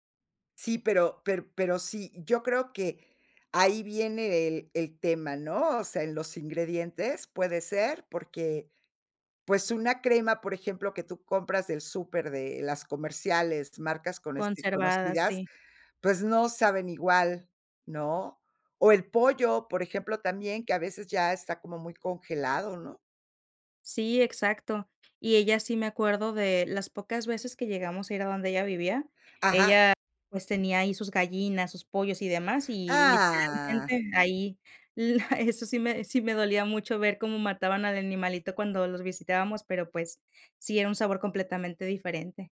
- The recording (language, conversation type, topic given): Spanish, podcast, ¿Qué plato te gustaría aprender a preparar ahora?
- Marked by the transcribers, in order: drawn out: "Ah"; laughing while speaking: "la eso"